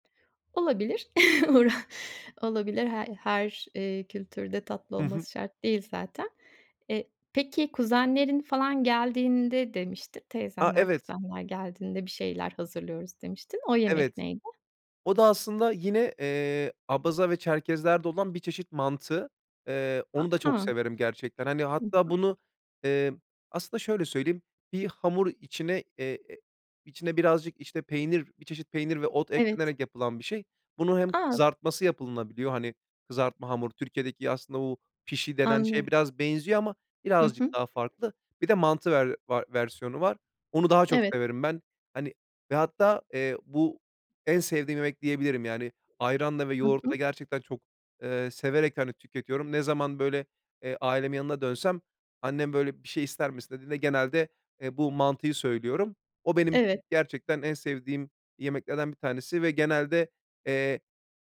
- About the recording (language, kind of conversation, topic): Turkish, podcast, Ailenizin yemek kültürüne dair bir anınızı paylaşır mısınız?
- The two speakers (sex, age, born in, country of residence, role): female, 50-54, Turkey, Spain, host; male, 30-34, Turkey, Bulgaria, guest
- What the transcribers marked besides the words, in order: chuckle; unintelligible speech; other background noise; tapping